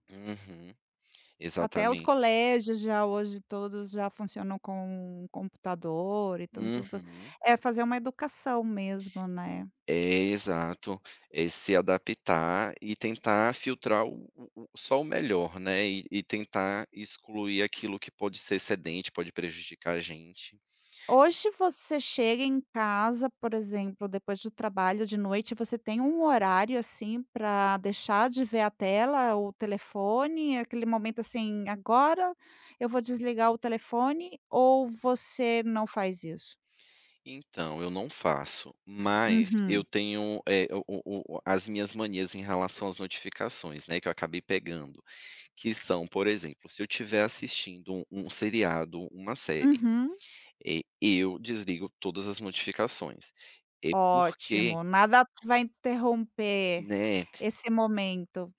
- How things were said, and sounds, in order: tapping
- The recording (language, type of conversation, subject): Portuguese, podcast, Que pequenas mudanças todo mundo pode adotar já?